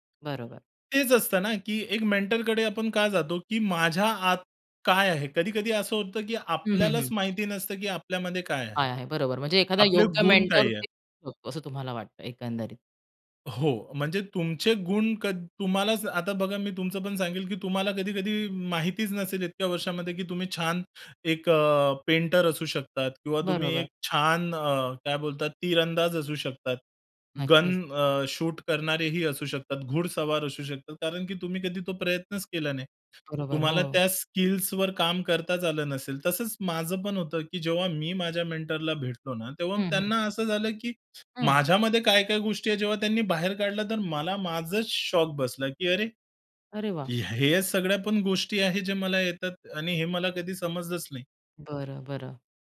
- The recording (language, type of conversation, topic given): Marathi, podcast, तुम्ही मेंटर निवडताना कोणत्या गोष्टी लक्षात घेता?
- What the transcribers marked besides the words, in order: in English: "मेंटरकडे"; other background noise; in English: "मेंटर"; unintelligible speech; in English: "पेंटर"; in English: "शूट"; in English: "मेंटरला"